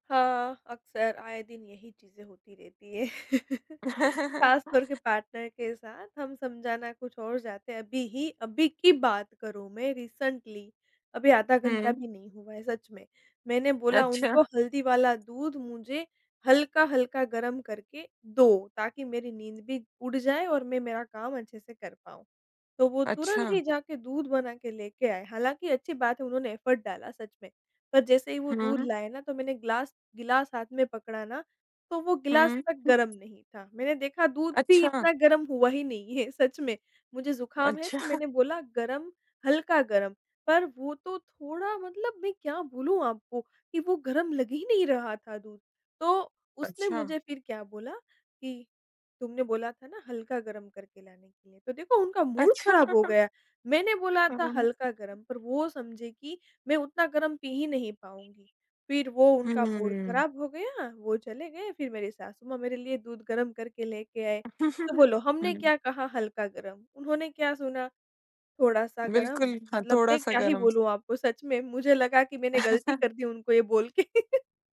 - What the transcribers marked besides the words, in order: laugh; chuckle; in English: "पार्टनर"; in English: "रिसेंटली"; in English: "एफ़र्ट"; laughing while speaking: "अच्छा"; in English: "मूड"; laughing while speaking: "अच्छा"; in English: "मूड"; other background noise; chuckle; chuckle; laugh
- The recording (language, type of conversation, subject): Hindi, podcast, आप अपने साथी से कठिन बातें कैसे कहते हैं?